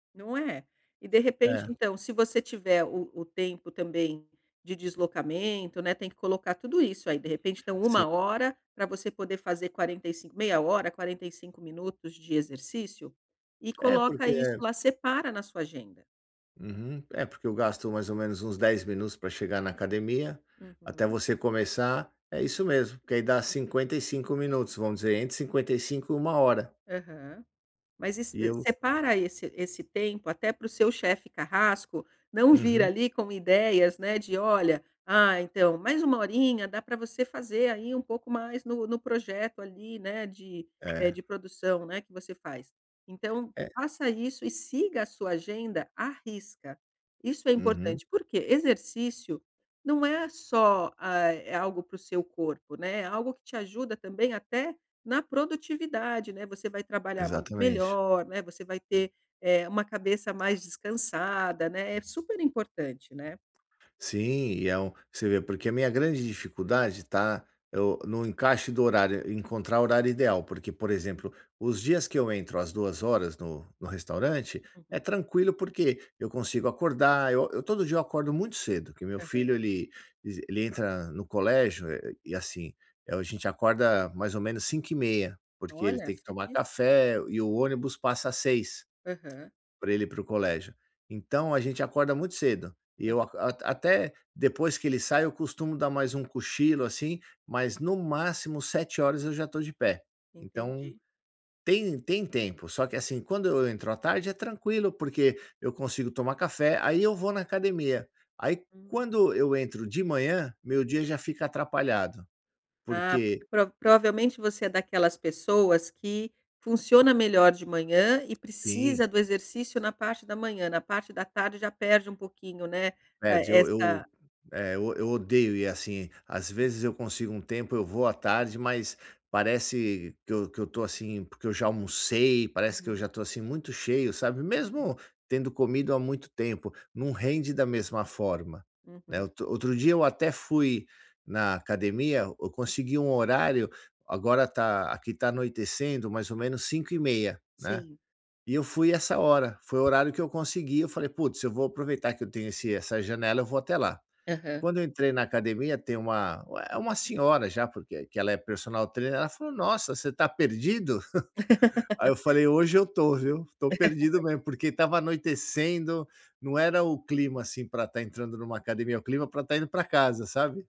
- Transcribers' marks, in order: tapping; in English: "personal trainer"; giggle; laugh; laugh
- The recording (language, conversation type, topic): Portuguese, advice, Como posso começar e manter uma rotina de exercícios sem ansiedade?